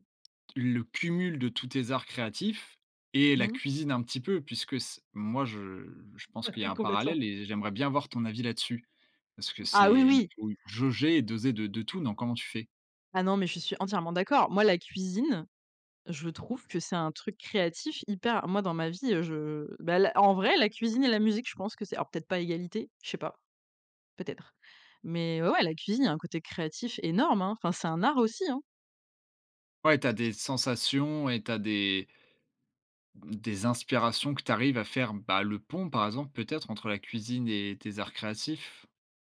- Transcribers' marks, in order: other background noise
- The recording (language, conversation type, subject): French, podcast, Peux-tu me parler d’un hobby qui te passionne et m’expliquer pourquoi tu l’aimes autant ?